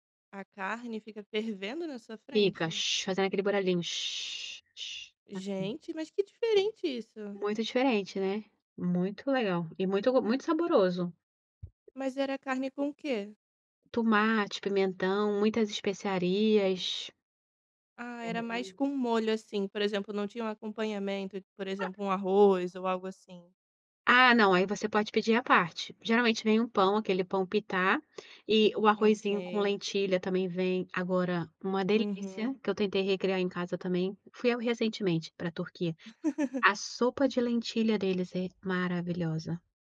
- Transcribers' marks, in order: other noise; tapping; other background noise; laugh
- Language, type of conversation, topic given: Portuguese, podcast, Qual foi a melhor comida que você experimentou viajando?
- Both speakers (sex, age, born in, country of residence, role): female, 25-29, Brazil, Italy, host; female, 35-39, Brazil, Portugal, guest